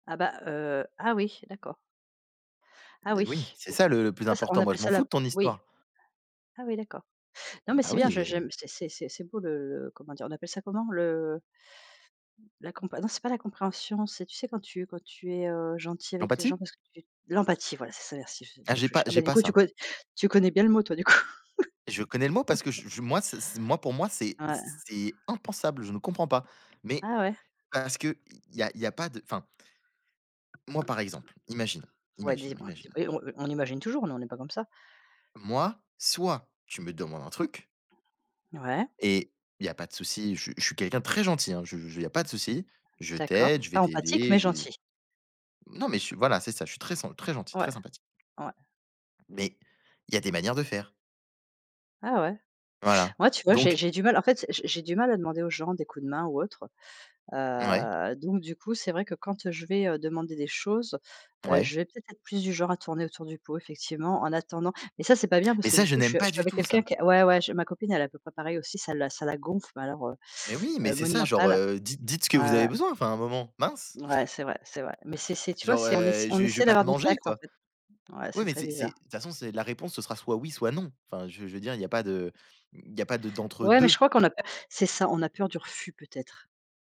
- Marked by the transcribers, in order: tapping; laughing while speaking: "coup"; chuckle; other background noise; chuckle
- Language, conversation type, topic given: French, unstructured, Comment une discussion sincère a-t-elle changé votre relation avec un proche ?